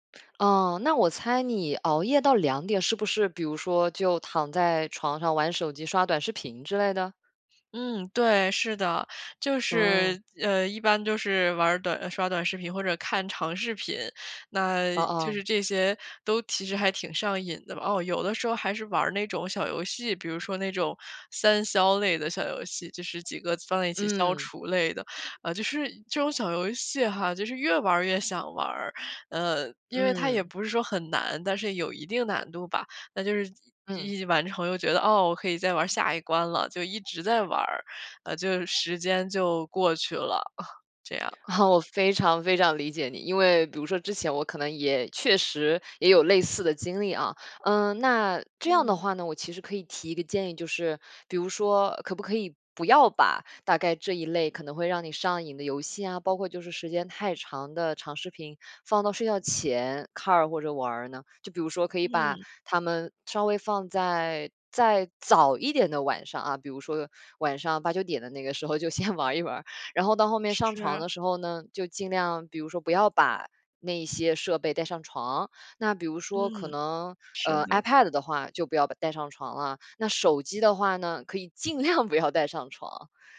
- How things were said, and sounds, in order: tapping; chuckle; laugh; laughing while speaking: "就先玩儿一玩儿"; laughing while speaking: "量不要带上床"
- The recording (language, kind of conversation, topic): Chinese, advice, 我为什么总是无法坚持早起或保持固定的作息时间？